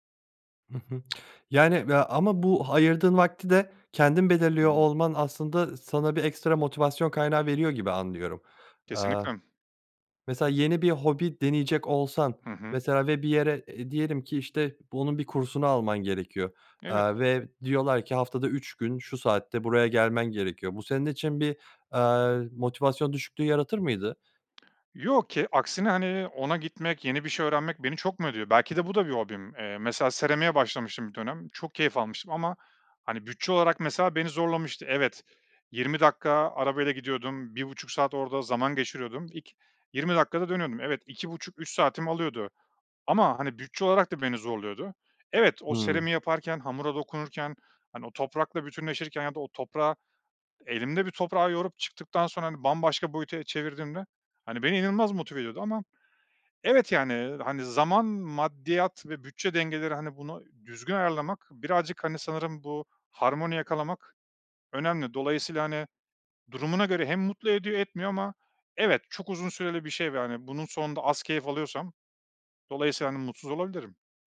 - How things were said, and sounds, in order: unintelligible speech; unintelligible speech
- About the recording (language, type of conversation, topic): Turkish, podcast, Yeni bir hobiye zaman ayırmayı nasıl planlarsın?